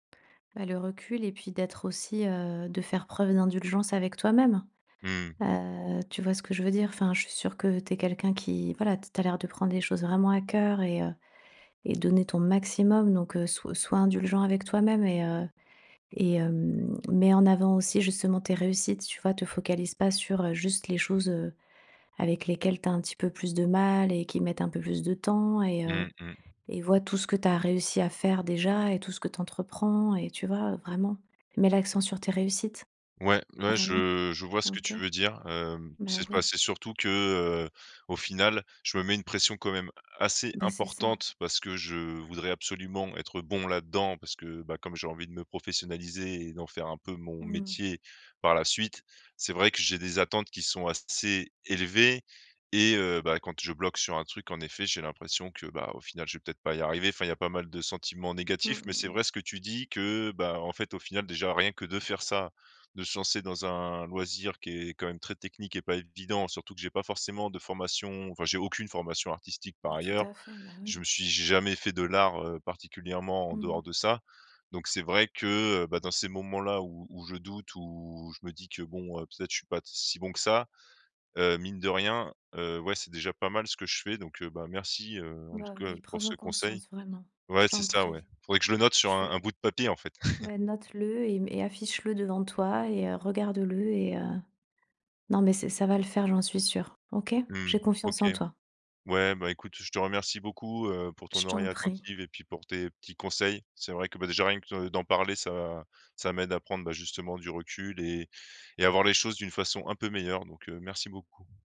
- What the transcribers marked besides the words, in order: stressed: "maximum"; tapping; other background noise; stressed: "élevées"; stressed: "jamais"; chuckle
- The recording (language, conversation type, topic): French, advice, Comment le perfectionnisme t’empêche-t-il d’avancer dans tes créations ?